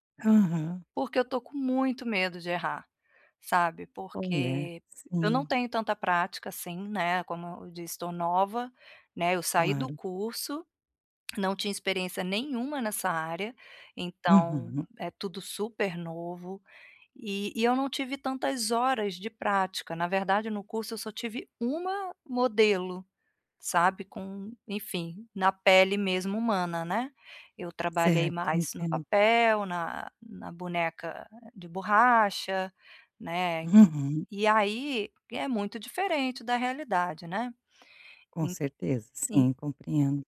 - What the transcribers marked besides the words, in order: tapping
- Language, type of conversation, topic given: Portuguese, advice, Como posso parar de ter medo de errar e começar a me arriscar para tentar coisas novas?